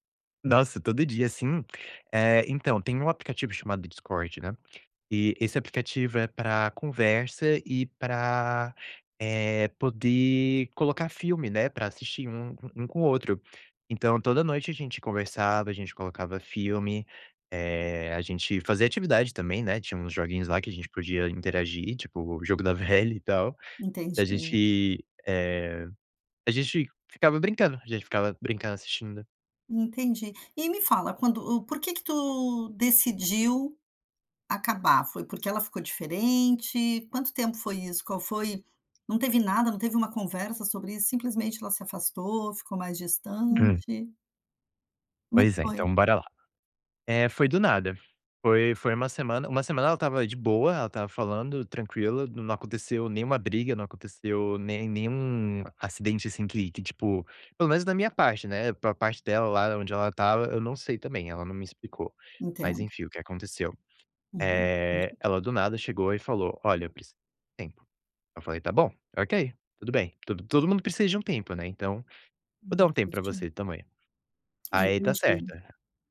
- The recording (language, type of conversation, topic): Portuguese, advice, Como lidar com as inseguranças em um relacionamento à distância?
- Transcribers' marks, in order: laughing while speaking: "da velha"; other noise; unintelligible speech